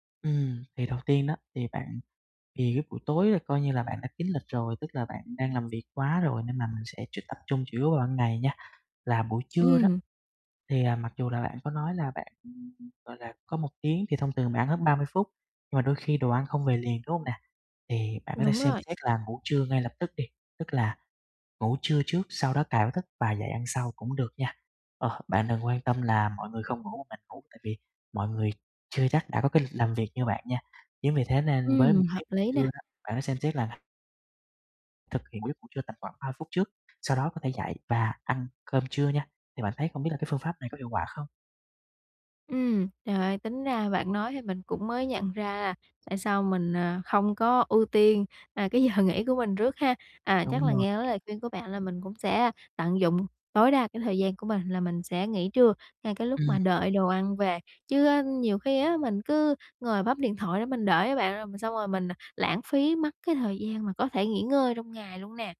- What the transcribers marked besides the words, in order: other background noise; laughing while speaking: "cái giờ nghỉ"; tapping; background speech
- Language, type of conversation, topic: Vietnamese, advice, Làm sao để nạp lại năng lượng hiệu quả khi mệt mỏi và bận rộn?